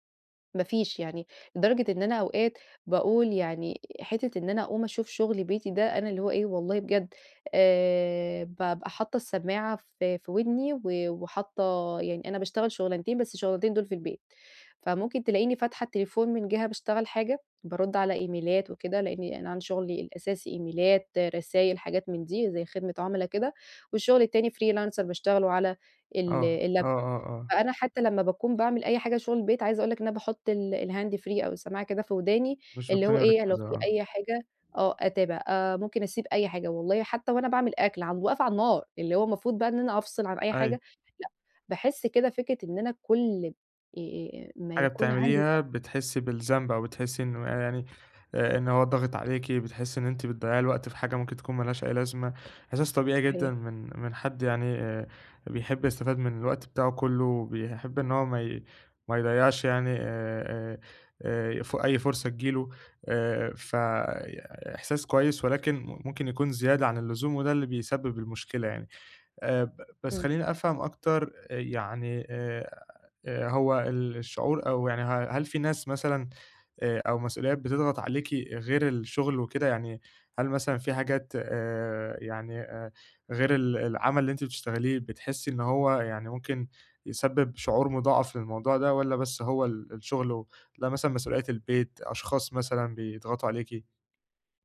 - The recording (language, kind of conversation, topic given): Arabic, advice, إزاي أبطل أحس بالذنب لما أخصص وقت للترفيه؟
- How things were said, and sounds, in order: in English: "إيميلات"; in English: "إيميلات"; in English: "freelancer"; in English: "اللابتوب"; in English: "الhand free"; unintelligible speech; tapping